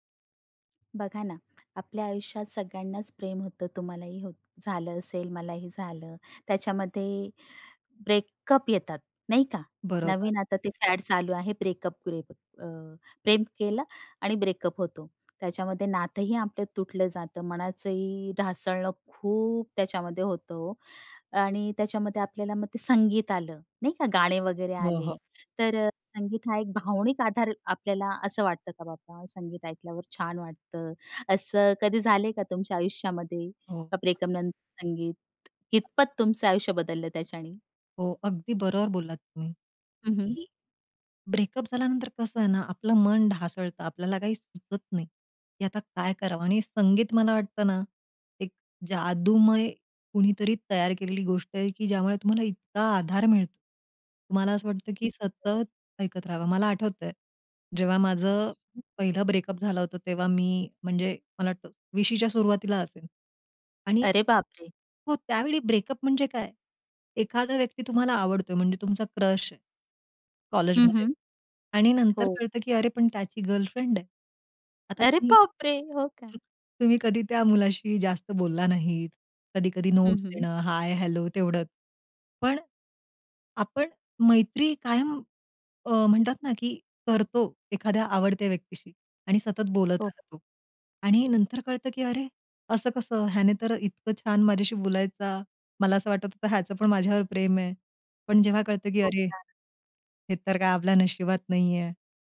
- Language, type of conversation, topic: Marathi, podcast, ब्रेकअपनंतर संगीत ऐकण्याच्या तुमच्या सवयींमध्ये किती आणि कसा बदल झाला?
- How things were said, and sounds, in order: tapping; other background noise; other noise; in English: "ब्रेकअप"; in English: "ब्रेकअप"; in English: "ब्रेकअप"; in English: "क्रश"; laughing while speaking: "अरे बाप रे! हो का?"; in English: "नोट्स"